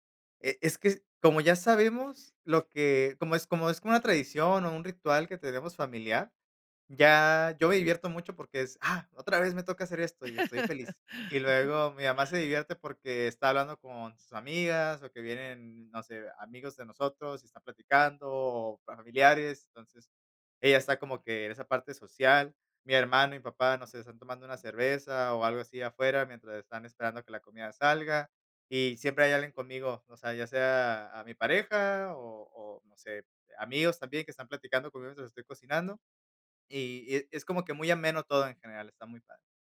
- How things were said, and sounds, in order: laugh
- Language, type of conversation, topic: Spanish, podcast, ¿Qué papel juegan las comidas compartidas en unir a la gente?